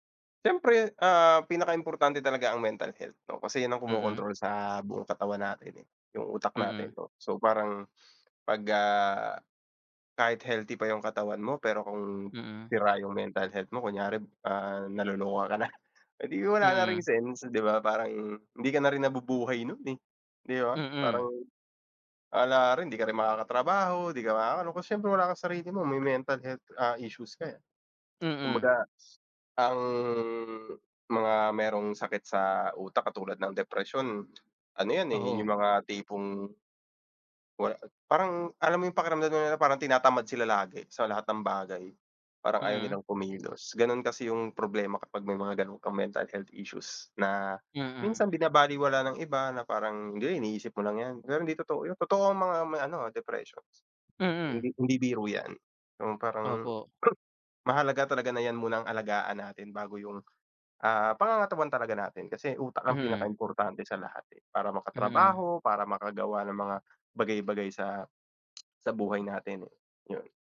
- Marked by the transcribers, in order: laughing while speaking: "na"; teeth sucking; tapping; throat clearing
- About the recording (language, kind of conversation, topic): Filipino, unstructured, Paano mo pinoprotektahan ang iyong katawan laban sa sakit araw-araw?